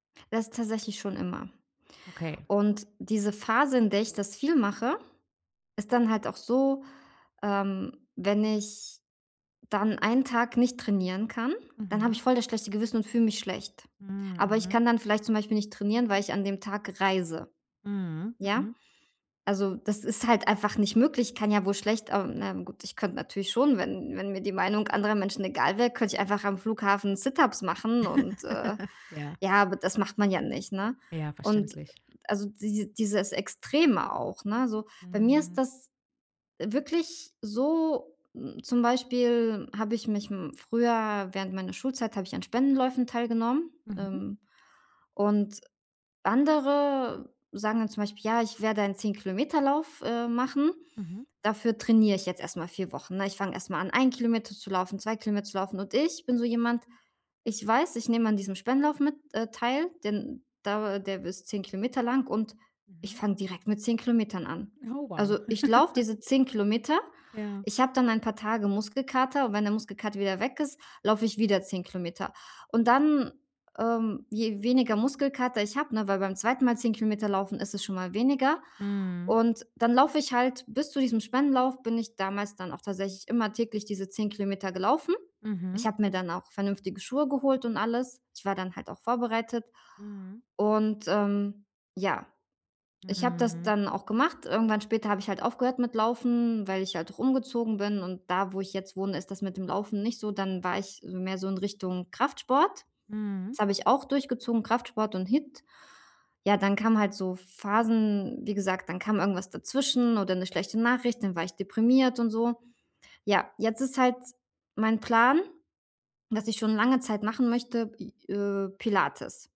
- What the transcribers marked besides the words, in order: other background noise; chuckle; background speech; tapping; chuckle
- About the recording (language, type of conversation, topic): German, advice, Wie bleibe ich bei einem langfristigen Projekt motiviert?
- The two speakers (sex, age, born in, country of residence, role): female, 35-39, Germany, Netherlands, advisor; female, 35-39, Russia, Germany, user